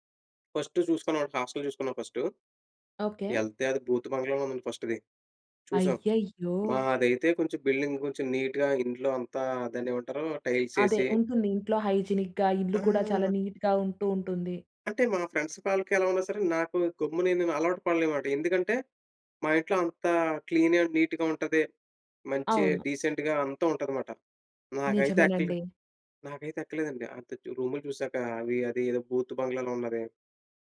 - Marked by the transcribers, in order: in English: "ఫస్ట్‌ది"; in English: "బిల్డింగ్"; in English: "నీట్‌గా"; in English: "టైల్స్"; in English: "హైజీనిక్‌గా"; in English: "నీట్‌గా"; in English: "క్లీన్ అండ్ నీట్‌గా"; in English: "డీసెంట్‌గా"
- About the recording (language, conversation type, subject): Telugu, podcast, మీ మొట్టమొదటి పెద్ద ప్రయాణం మీ జీవితాన్ని ఎలా మార్చింది?